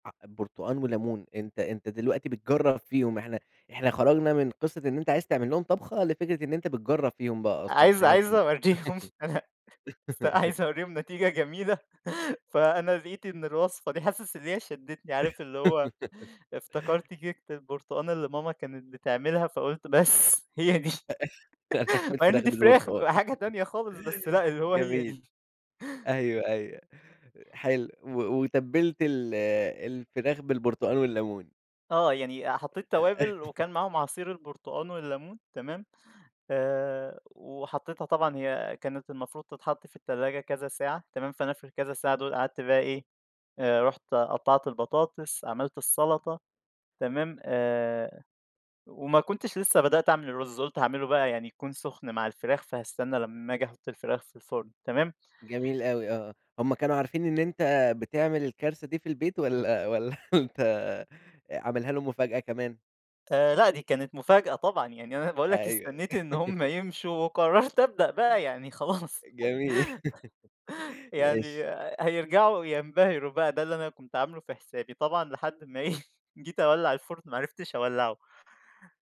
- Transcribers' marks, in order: laughing while speaking: "أوريهم إن أنا أس عايز أوريهم نتيجة جميلة"; laugh; laugh; laugh; laughing while speaking: "هي دي"; laughing while speaking: "هتعمل فراخ بالبرتقان"; laugh; laugh; laughing while speaking: "والَّا والَّا أنت"; laugh; laughing while speaking: "وقرّرت"; laugh; laugh
- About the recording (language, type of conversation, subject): Arabic, podcast, احكيلنا عن أول مرة طبخت فيها لحد بتحبه؟